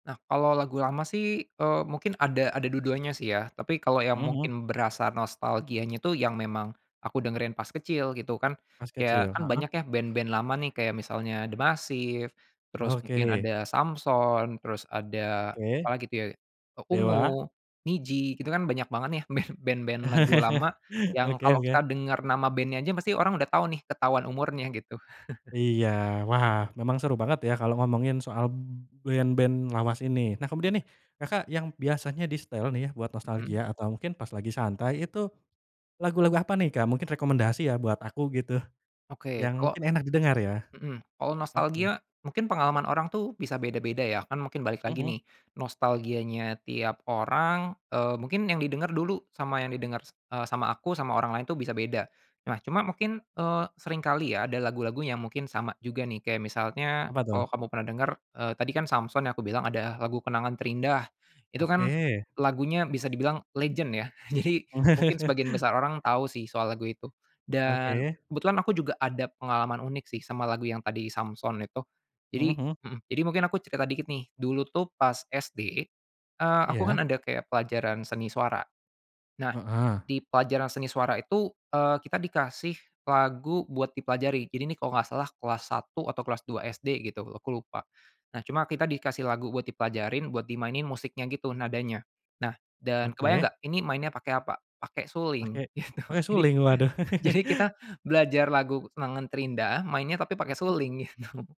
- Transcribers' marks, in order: laughing while speaking: "band"; chuckle; chuckle; chuckle; laughing while speaking: "Jadi"; laughing while speaking: "gitu. Jadi jadi"; chuckle; laughing while speaking: "gitu"
- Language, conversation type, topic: Indonesian, podcast, Kenapa orang suka bernostalgia lewat film atau lagu lama?